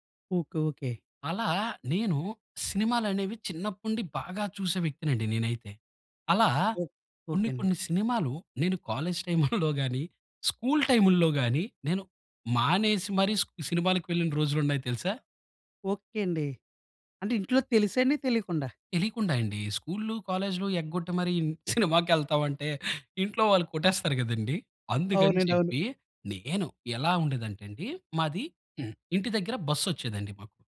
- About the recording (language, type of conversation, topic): Telugu, podcast, సినిమా హాల్‌కు వెళ్లిన అనుభవం మిమ్మల్ని ఎలా మార్చింది?
- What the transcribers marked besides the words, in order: "చిన్నప్పుడు నుండి" said as "చిన్నప్పుండి"; laughing while speaking: "కాలేజ్ టైముల్లో గాని"; in English: "కాలేజ్"; in English: "స్కూల్"; laughing while speaking: "సినిమాకెళ్తావంటే"